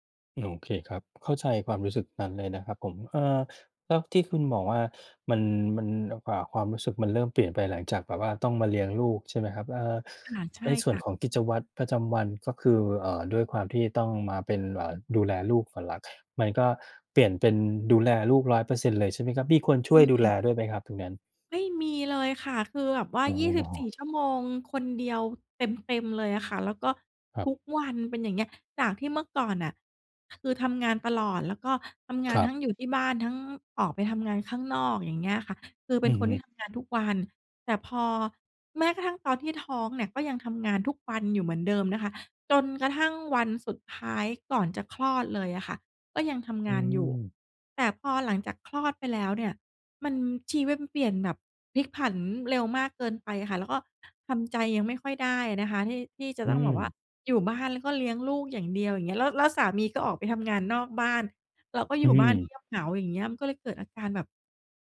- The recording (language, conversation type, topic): Thai, advice, คุณรู้สึกเหมือนสูญเสียความเป็นตัวเองหลังมีลูกหรือแต่งงานไหม?
- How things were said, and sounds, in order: other background noise